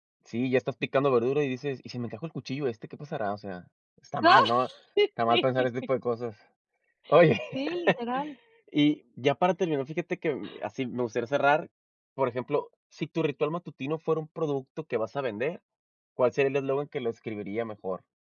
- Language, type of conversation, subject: Spanish, podcast, Oye, ¿cómo empiezas tu mañana?
- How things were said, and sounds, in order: laugh; laughing while speaking: "Sí"; laugh